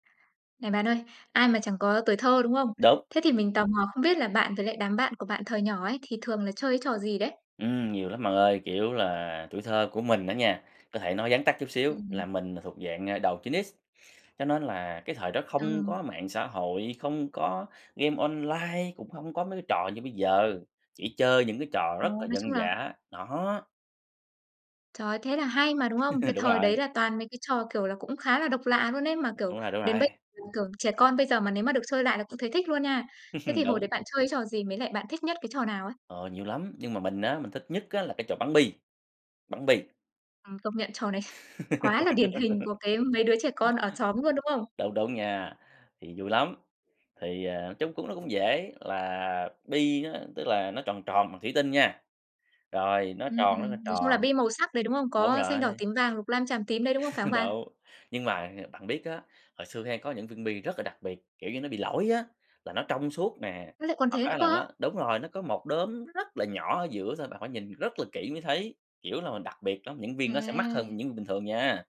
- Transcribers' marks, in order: tapping; chuckle; other background noise; chuckle; laugh; chuckle; chuckle
- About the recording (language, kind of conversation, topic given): Vietnamese, podcast, Hồi nhỏ, bạn và đám bạn thường chơi những trò gì?